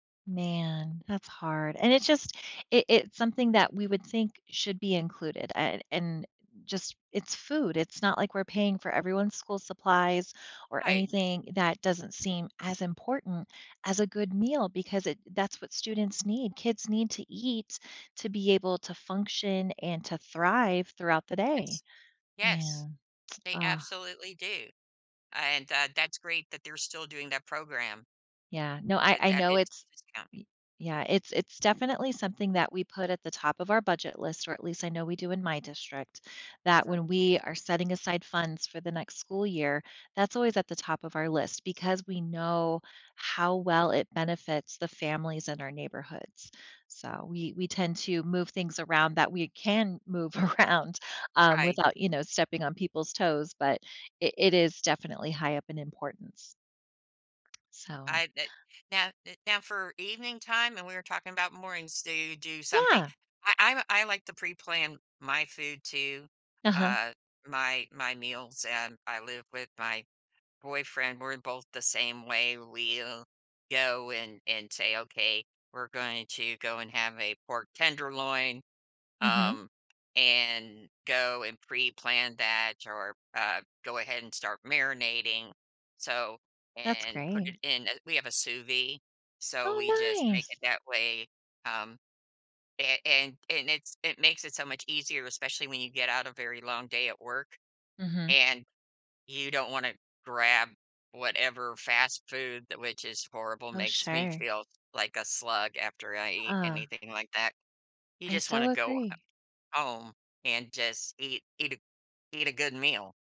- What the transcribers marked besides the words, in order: tsk; sigh; laughing while speaking: "move around"; other background noise; tapping
- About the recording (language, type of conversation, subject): English, unstructured, How can I tweak my routine for a rough day?